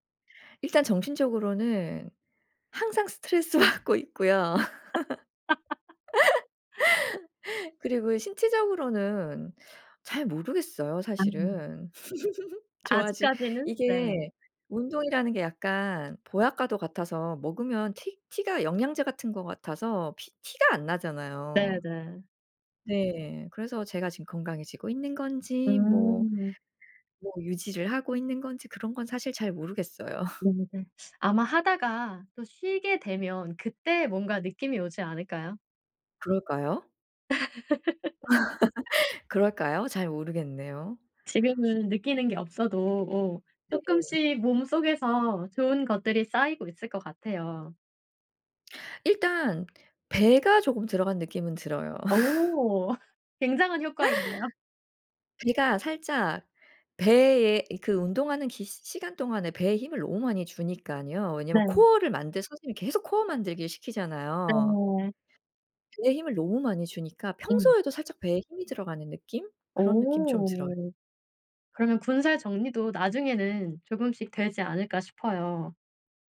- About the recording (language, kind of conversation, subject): Korean, podcast, 꾸준함을 유지하는 비결이 있나요?
- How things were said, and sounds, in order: laughing while speaking: "스트레스받고"; laugh; laugh; other background noise; laugh; teeth sucking; laugh; laugh